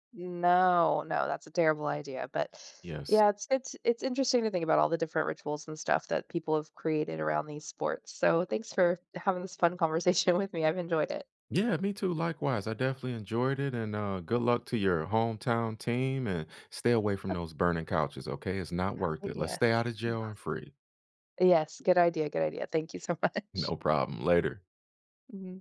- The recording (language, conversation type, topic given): English, unstructured, Which small game-day habits should I look for to spot real fans?
- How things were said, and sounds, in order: laughing while speaking: "with me"; chuckle; laughing while speaking: "much"